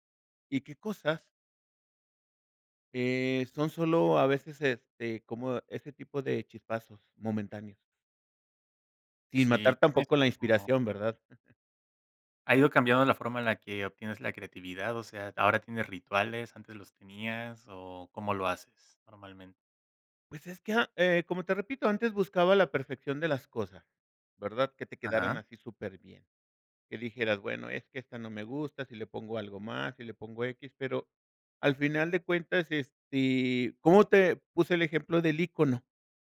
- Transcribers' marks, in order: chuckle
- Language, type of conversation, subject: Spanish, podcast, ¿Cómo ha cambiado tu creatividad con el tiempo?